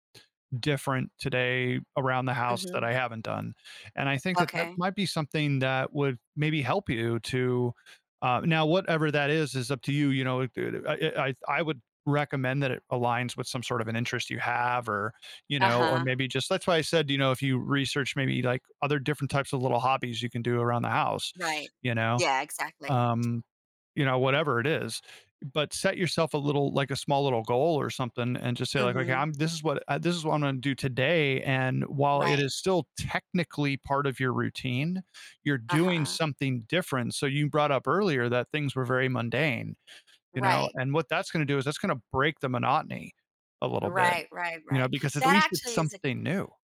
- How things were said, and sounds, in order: tapping; stressed: "technically"
- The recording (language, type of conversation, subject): English, advice, How can I make my daily routine feel more meaningful?